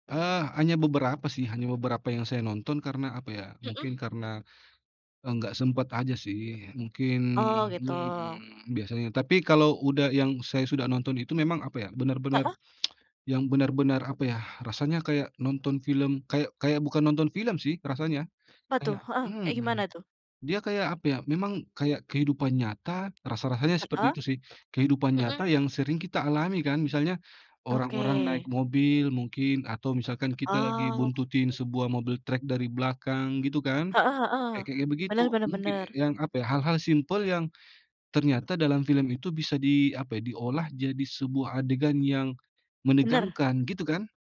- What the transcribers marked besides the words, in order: tsk; tapping
- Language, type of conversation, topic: Indonesian, unstructured, Apa film terakhir yang membuat kamu terkejut?